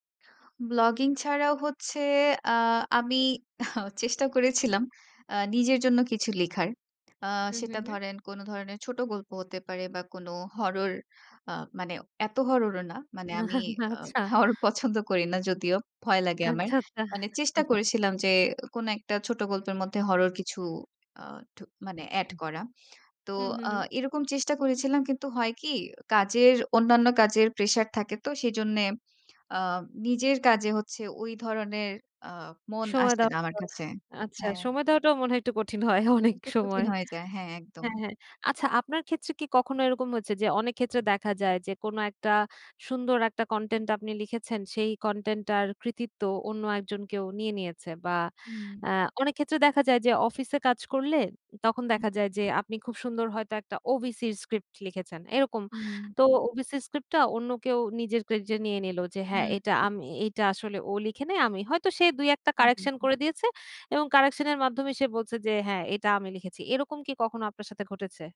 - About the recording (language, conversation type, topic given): Bengali, podcast, কীভাবে আপনি সৃজনশীল জড়তা কাটাতে বিভিন্ন মাধ্যম ব্যবহার করেন?
- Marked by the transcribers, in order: scoff; in English: "হরর"; in English: "হরর"; scoff; in English: "হঅর"; "হরর" said as "হঅর"; chuckle; laughing while speaking: "আচ্ছা, আচ্ছা"; chuckle; in English: "হরর"; throat clearing; in English: "add"; unintelligible speech; scoff